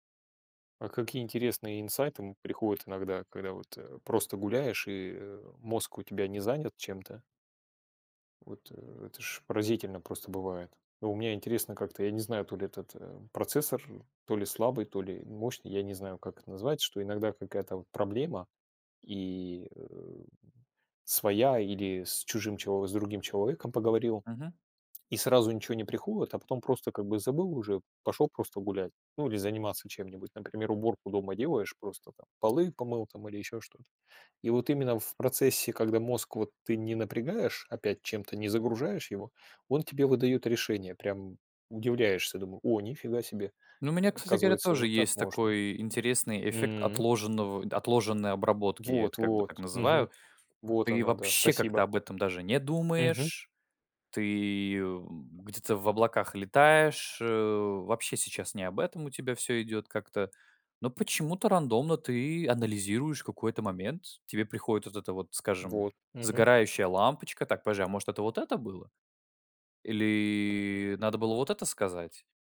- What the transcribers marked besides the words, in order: other background noise; tapping
- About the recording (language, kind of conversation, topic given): Russian, unstructured, Что помогает вам поднять настроение в трудные моменты?